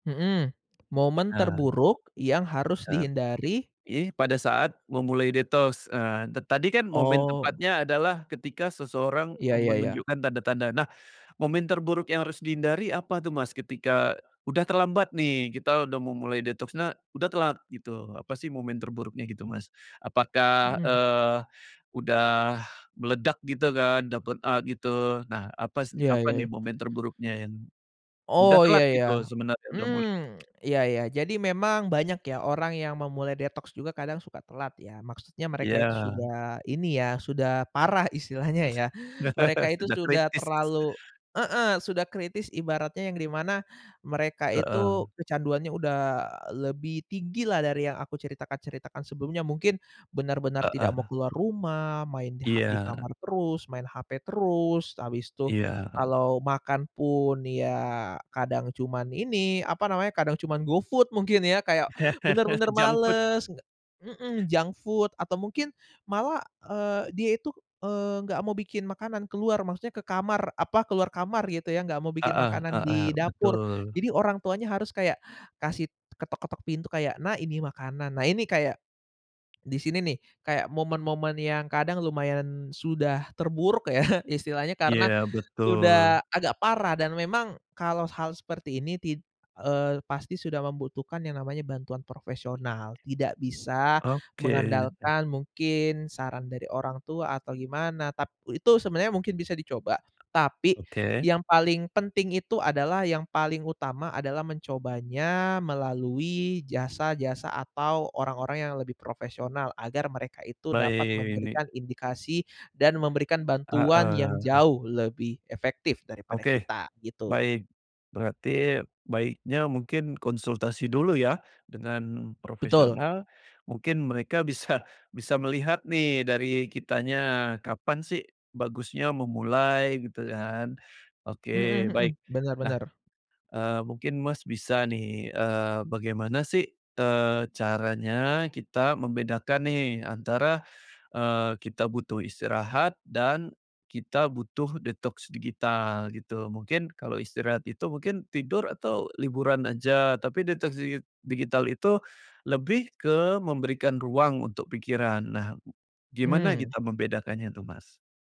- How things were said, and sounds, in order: "detoks" said as "detos"; tongue click; in English: "detox"; laugh; tapping; laugh; in English: "Junk food"; in English: "junk food"; laughing while speaking: "ya"; laughing while speaking: "bisa"
- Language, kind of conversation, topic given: Indonesian, podcast, Menurut kamu, kapan waktu yang tepat untuk melakukan detoks digital?